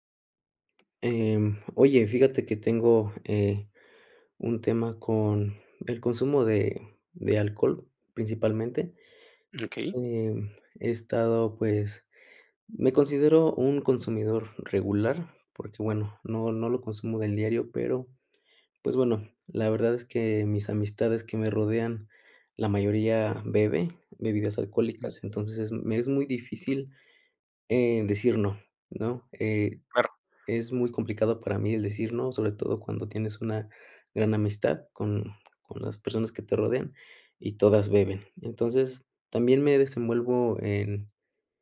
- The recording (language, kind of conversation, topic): Spanish, advice, ¿Cómo afecta tu consumo de café o alcohol a tu sueño?
- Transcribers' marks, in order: tapping